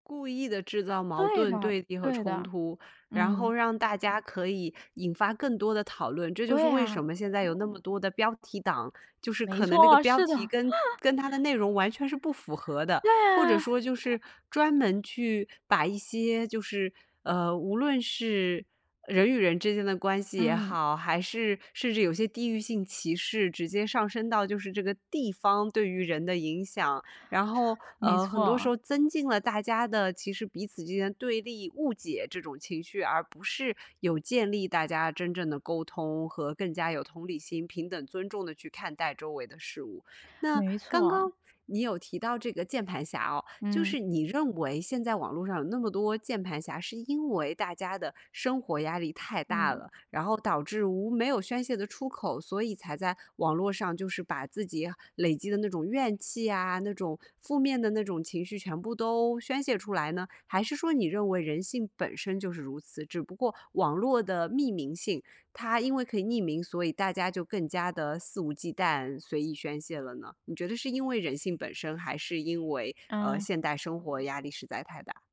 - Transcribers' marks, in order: laugh; tapping; "匿名性" said as "密名性"
- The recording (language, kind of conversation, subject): Chinese, podcast, 社交媒体怎么改变故事的传播速度和方式？